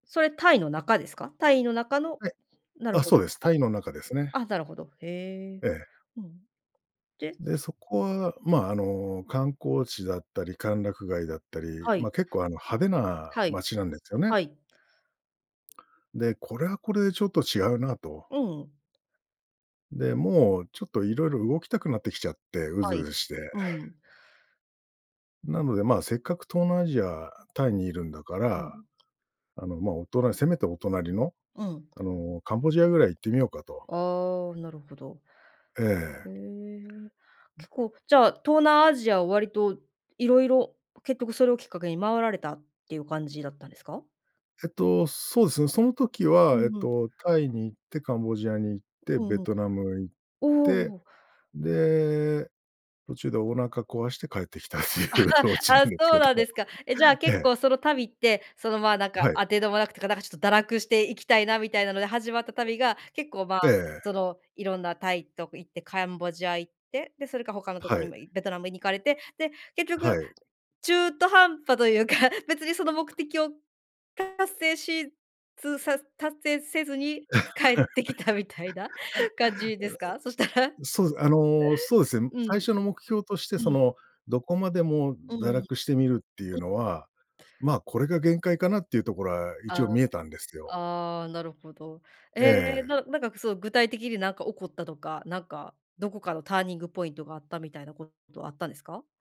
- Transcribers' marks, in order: chuckle; laughing while speaking: "帰ってきたっていうオチなんですけど"; laughing while speaking: "ああ"; chuckle; other background noise; laugh; laughing while speaking: "帰ってきたみたいな"; laughing while speaking: "そしたら"
- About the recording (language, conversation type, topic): Japanese, podcast, 旅をきっかけに人生観が変わった場所はありますか？